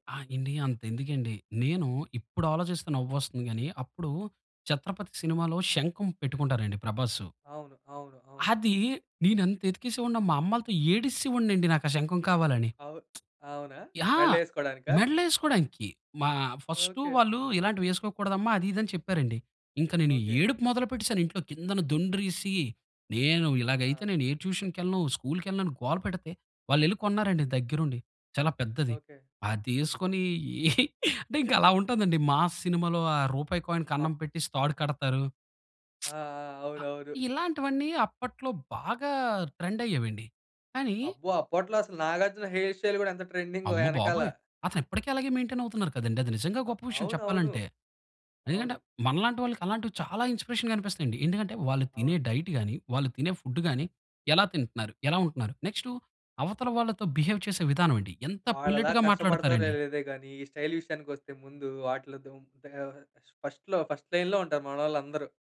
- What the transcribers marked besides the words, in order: lip smack; giggle; chuckle; in English: "కాయిన్"; lip smack; in English: "హెయిర్ స్టైల్"; in English: "మెయిన్‌టైన్"; in English: "ఇన్‌స్పిరేషన్‌గా"; in English: "డైట్"; in English: "బిహేవ్"; in English: "స్టైల్"; in English: "ఫస్ట్‌లో ఫస్ట్ లైన్‌లో"
- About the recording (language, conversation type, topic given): Telugu, podcast, సినిమాలు లేదా ప్రముఖులు మీ వ్యక్తిగత శైలిని ఎంతవరకు ప్రభావితం చేస్తారు?